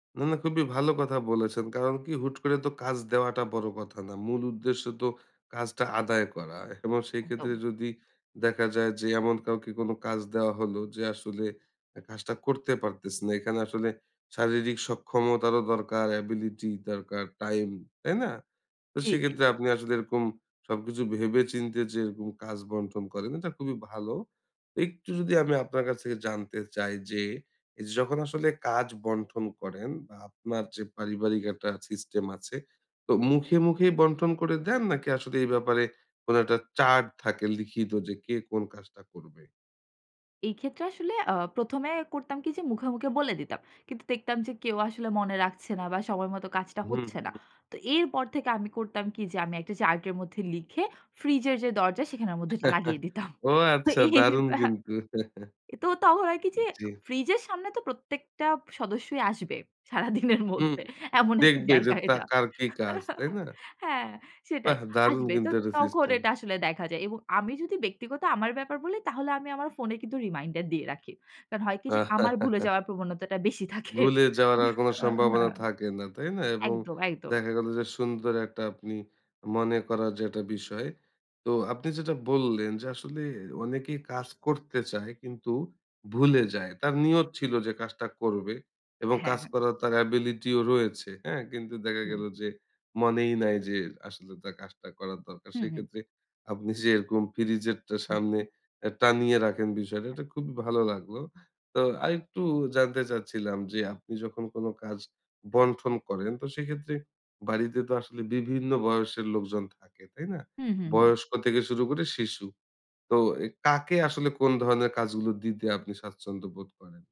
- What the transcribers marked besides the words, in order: other background noise; laughing while speaking: "ও আচ্ছা, দারুণ কিন্তু"; giggle; "প্রত্যেকটা" said as "প্রত্যেকটাপ"; laughing while speaking: "সারাদিনের মধ্যে এমন একটা জায়গা এটা"; giggle; laugh; laugh; chuckle; "বন্টন" said as "বন্ঠন"
- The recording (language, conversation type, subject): Bengali, podcast, বাড়িতে কাজ ভাগ করে দেওয়ার সময় তুমি কীভাবে পরিকল্পনা ও সমন্বয় করো?
- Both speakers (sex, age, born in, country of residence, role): female, 25-29, Bangladesh, Bangladesh, guest; male, 30-34, Bangladesh, Bangladesh, host